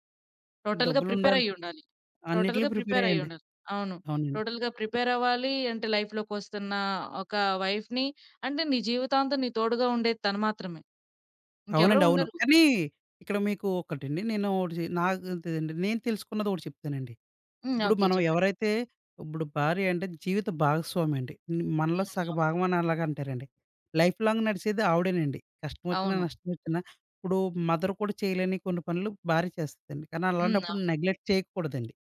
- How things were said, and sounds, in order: in English: "టోటల్‌గా"; in English: "టోటల్‌గా"; in English: "టోటల్‌గా"; in English: "వైఫ్‌ని"; other background noise; in English: "లైఫ్ లాంగ్"; in English: "మదర్"; in English: "నెగ్లెక్ట్"
- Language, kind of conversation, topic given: Telugu, podcast, ఒక చిన్న నిర్ణయం మీ జీవితాన్ని ఎలా మార్చిందో వివరించగలరా?